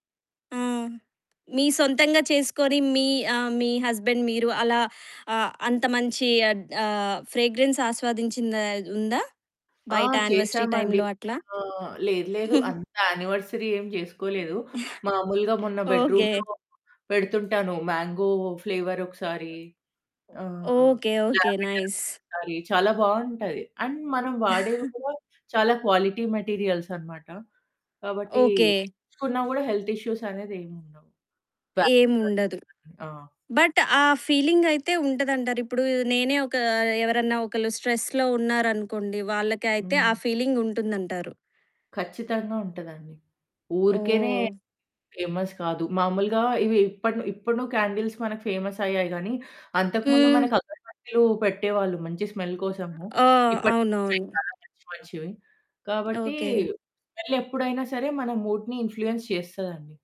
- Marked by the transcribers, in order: in English: "హస్బెండ్"; in English: "ఫ్రేగ్రెన్స్"; in English: "యానివర్సరీ టైమ్‌లో"; other background noise; chuckle; in English: "యానివర్సరీ"; chuckle; in English: "బెడ్రూమ్‌లో"; in English: "మ్యాంగో ఫ్లేవర్"; in English: "లావెండర్"; in English: "నైస్"; in English: "అండ్"; chuckle; in English: "క్వాలిటీ మెటీరియల్స్"; in English: "హెల్త్ ఇష్యూస్"; in English: "బట్"; in English: "ఫీలింగ్"; unintelligible speech; in English: "స్ట్రెస్‌లో"; in English: "ఫీలింగ్"; in English: "ఫేమస్"; in English: "క్యాండిల్స్"; in English: "ఫేమస్"; in English: "స్మెల్"; unintelligible speech; in English: "స్మెల్"; in English: "మూడ్‌ని ఇన్ఫ్‌ఫ్లుయెన్స్"
- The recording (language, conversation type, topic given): Telugu, podcast, మీరు ఇటీవల చేసిన హస్తకళ లేదా చేతితో చేసిన పనిని గురించి చెప్పగలరా?